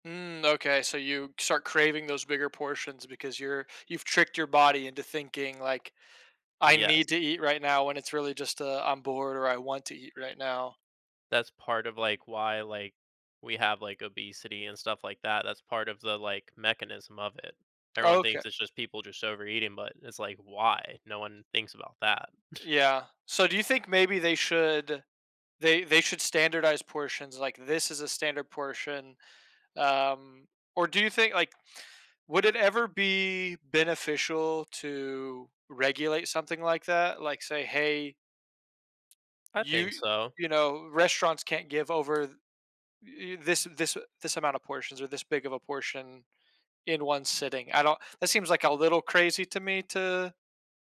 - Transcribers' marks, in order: tapping; scoff
- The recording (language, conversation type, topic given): English, unstructured, Do restaurants usually serve oversized portions?
- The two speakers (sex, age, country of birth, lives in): male, 30-34, United States, United States; male, 30-34, United States, United States